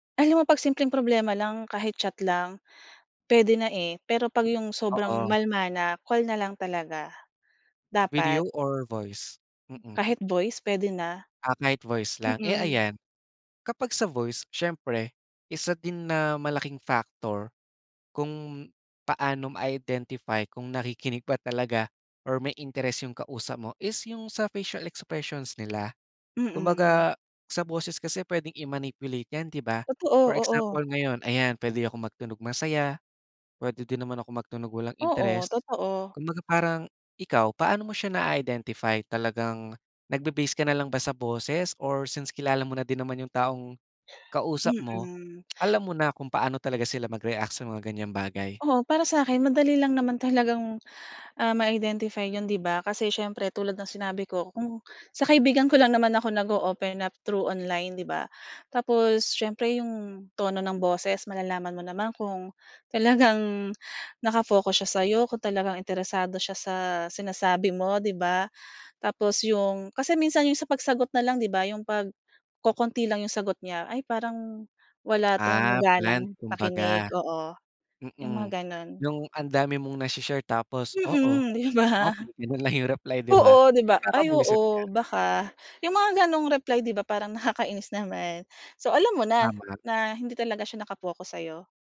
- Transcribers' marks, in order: "malala" said as "malma"; tapping; tsk; in English: "bland"; laughing while speaking: "'di ba?"
- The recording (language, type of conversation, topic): Filipino, podcast, Mas madali ka bang magbahagi ng nararamdaman online kaysa kapag kaharap nang personal?